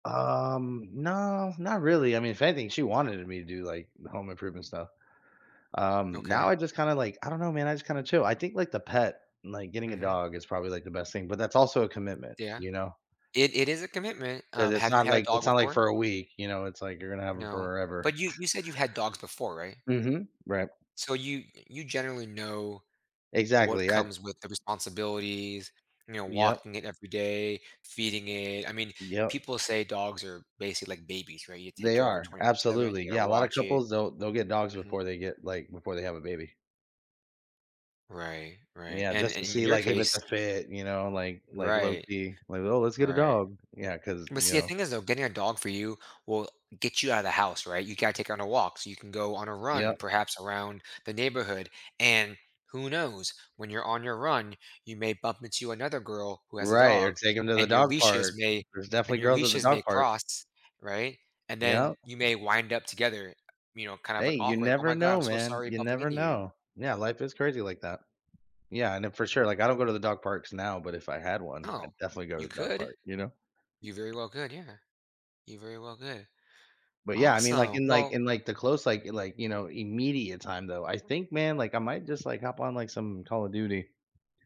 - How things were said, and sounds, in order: chuckle; other background noise
- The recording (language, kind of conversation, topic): English, advice, How do I adjust to living alone?